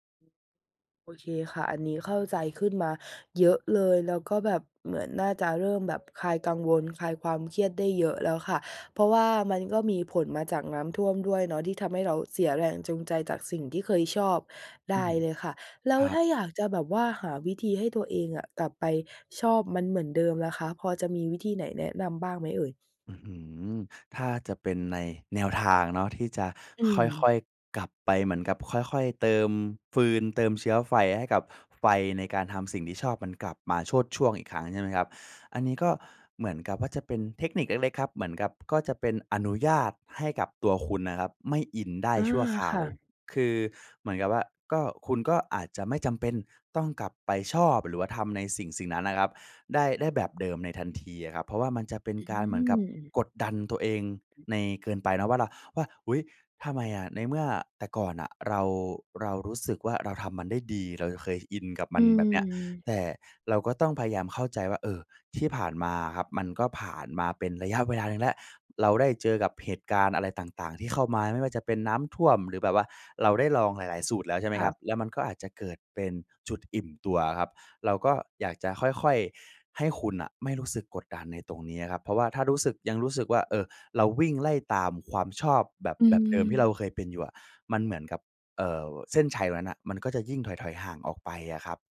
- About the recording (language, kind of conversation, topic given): Thai, advice, ฉันเริ่มหมดแรงจูงใจที่จะทำสิ่งที่เคยชอบ ควรเริ่มทำอะไรได้บ้าง?
- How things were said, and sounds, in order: other background noise; tapping